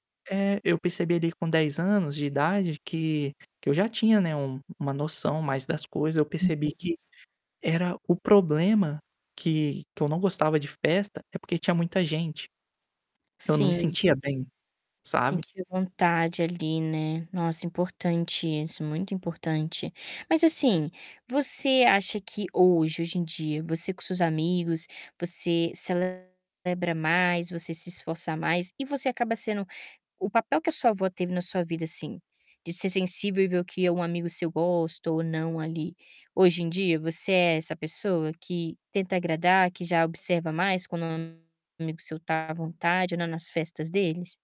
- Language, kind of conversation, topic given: Portuguese, podcast, Você pode me contar sobre uma festa que marcou a sua infância?
- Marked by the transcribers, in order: static; distorted speech; tapping